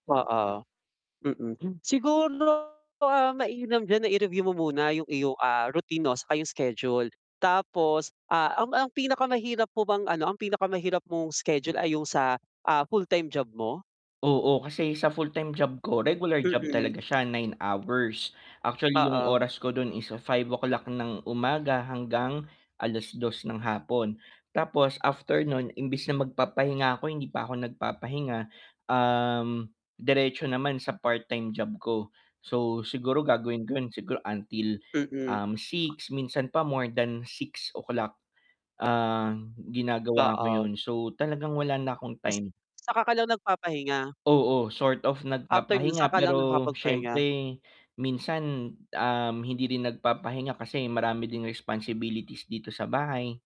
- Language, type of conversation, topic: Filipino, advice, Paano ko masisiguro na may nakalaang oras ako para sa paglikha?
- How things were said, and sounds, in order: distorted speech; tapping